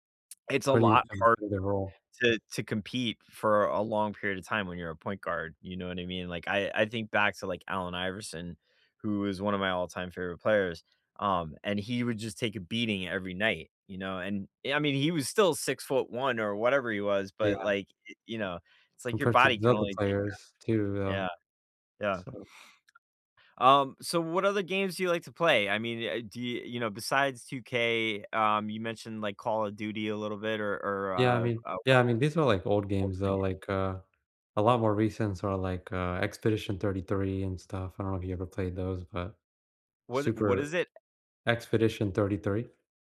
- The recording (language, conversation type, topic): English, unstructured, Which childhood game or pastime still makes you smile, and what memory keeps it special?
- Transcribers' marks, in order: unintelligible speech